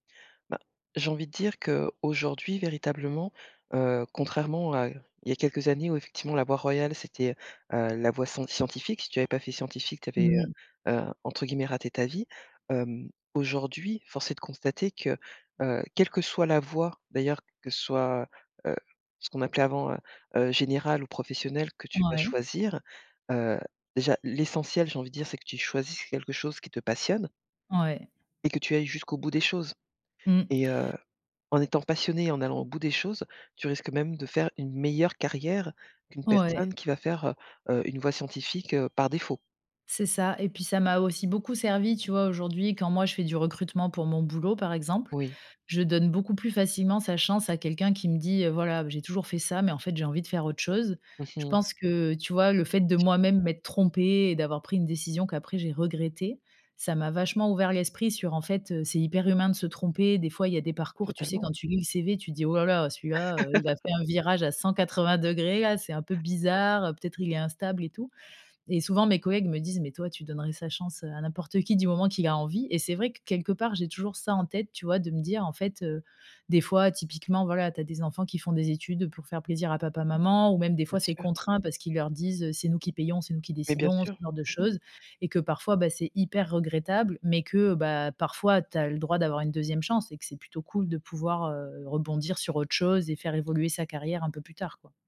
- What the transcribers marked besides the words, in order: other background noise; other noise; chuckle
- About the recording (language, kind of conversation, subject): French, podcast, Quand as-tu pris une décision que tu regrettes, et qu’en as-tu tiré ?